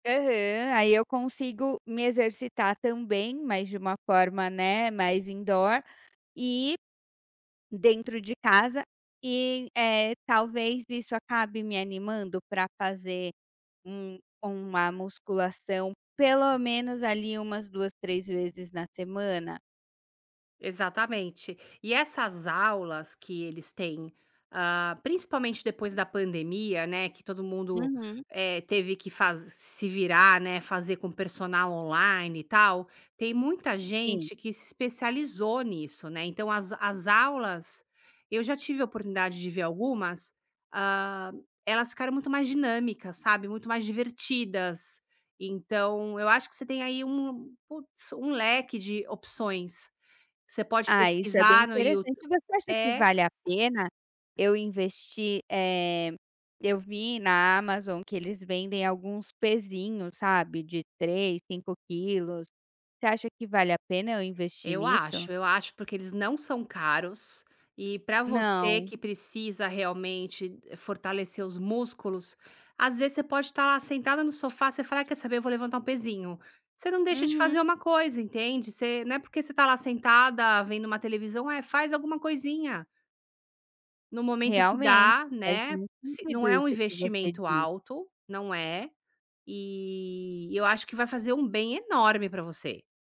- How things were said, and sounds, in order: in English: "indoor"; in English: "personal"; tapping
- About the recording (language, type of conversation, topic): Portuguese, advice, Como posso recuperar a motivação para treinar regularmente?